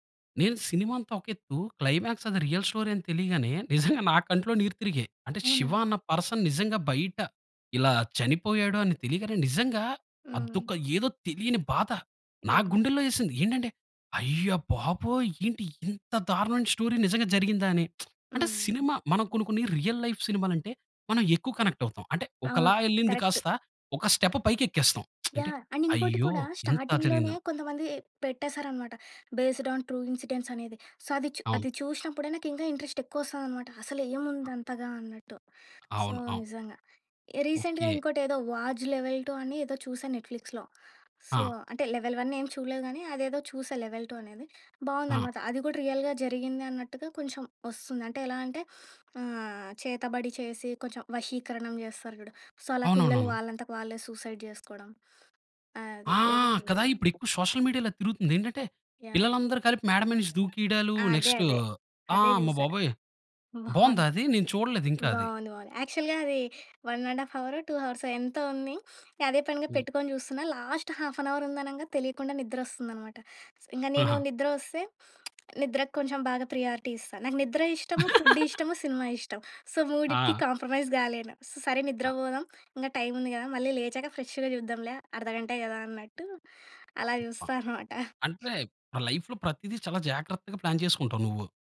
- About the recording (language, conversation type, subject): Telugu, podcast, మధ్యలో వదిలేసి తర్వాత మళ్లీ పట్టుకున్న అభిరుచి గురించి చెప్పగలరా?
- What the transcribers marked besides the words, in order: in English: "క్లైమాక్స్"; in English: "రియల్ స్టోరీ"; chuckle; tapping; in English: "పర్సన్"; in English: "స్టోరీ"; lip smack; in English: "రియల్ లైఫ్"; in English: "కరెక్ట్"; in English: "అండ్"; lip smack; in English: "స్టార్టింగ్‌లోనే"; in English: "బేస్డ్ ఆన్ ట్రూ ఇన్సిడెంట్స్"; in English: "సో"; in English: "ఇంట్రెస్ట్"; in English: "సో"; in English: "రీసెంట్‌గా"; in English: "నెట్‌ఫ్లిక్స్‌లో సో"; in English: "లెవెల్ వన్"; in English: "లెవెల్ టూ"; in English: "రియల్‌గా"; in English: "సో"; in English: "సూసైడ్"; background speech; in English: "సోషల్ మీడియాలో"; in English: "నెక్స్ట్"; chuckle; in English: "యాక్చువల్‌గా"; in English: "వన్ అండ్ హాఫ్ హవురో టూ హవర్సో"; in English: "లాస్ట్ హాఫ్ యాన్ అవర్"; lip smack; in English: "ప్రియారిటీ"; laugh; in English: "సో"; in English: "కాంప్రమైజ్"; in English: "ఫ్రెష్‌గా"; unintelligible speech; laughing while speaking: "అలా చూస్తా అనమాట"; in English: "లైఫ్‌లో"; other background noise; in English: "ప్లాన్"